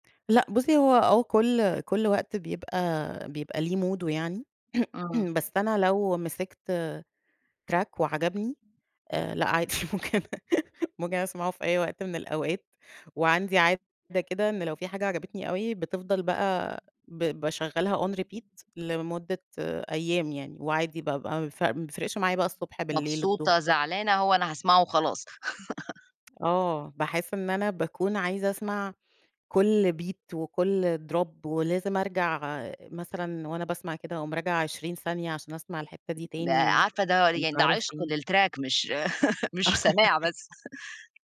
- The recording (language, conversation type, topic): Arabic, podcast, إزاي اكتشفت نوع الموسيقى اللي بتحبّه؟
- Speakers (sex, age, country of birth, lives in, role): female, 35-39, Egypt, Egypt, guest; female, 45-49, Egypt, Egypt, host
- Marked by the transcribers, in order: in English: "موده"; throat clearing; tapping; in English: "track"; laughing while speaking: "عادي، ممكن"; background speech; in English: "on repeat"; other background noise; giggle; in English: "beat"; in English: "drop"; in English: "للtrack"; giggle; laugh; chuckle